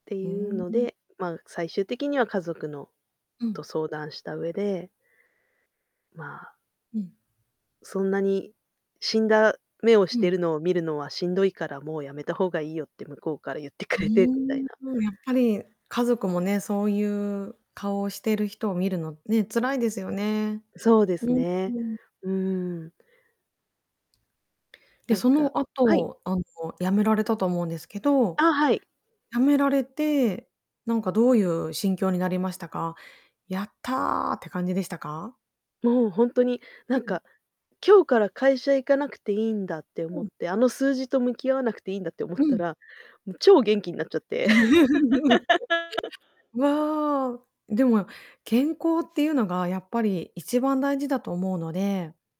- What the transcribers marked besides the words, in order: unintelligible speech; chuckle; laugh; static
- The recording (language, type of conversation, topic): Japanese, podcast, 転職することについて、家族とどのように話し合いましたか？